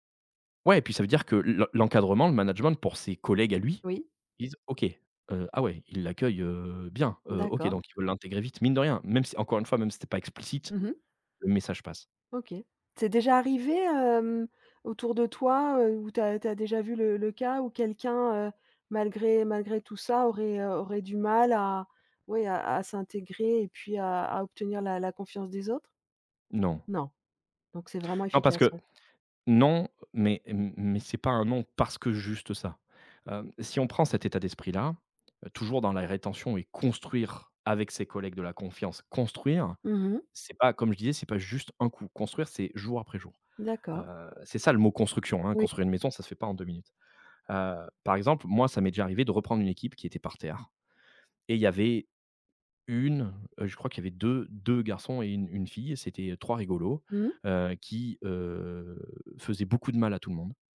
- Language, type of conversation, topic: French, podcast, Comment, selon toi, construit-on la confiance entre collègues ?
- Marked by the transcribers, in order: none